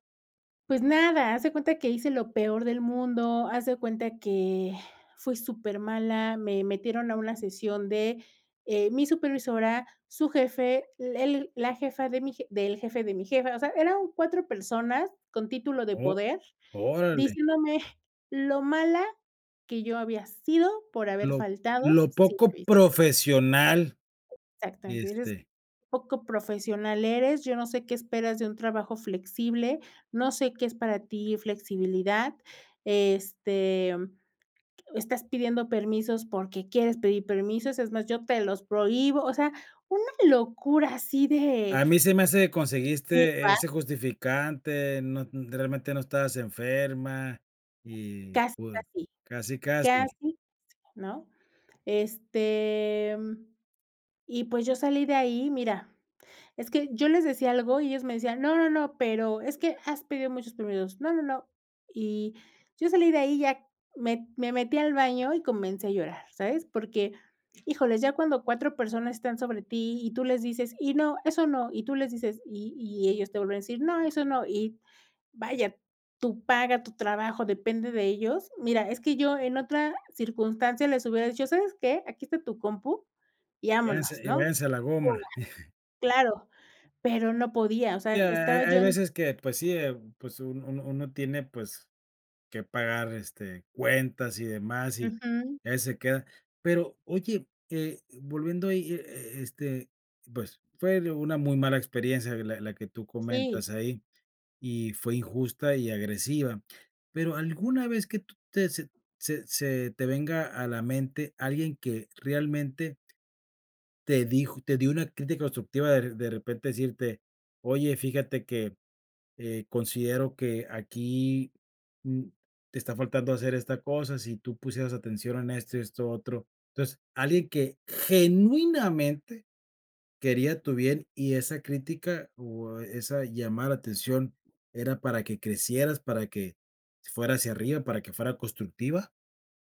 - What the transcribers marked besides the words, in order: laughing while speaking: "diciéndome"; other background noise; unintelligible speech; unintelligible speech; drawn out: "Este"; chuckle; unintelligible speech
- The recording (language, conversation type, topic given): Spanish, podcast, ¿Cómo manejas las críticas sin ponerte a la defensiva?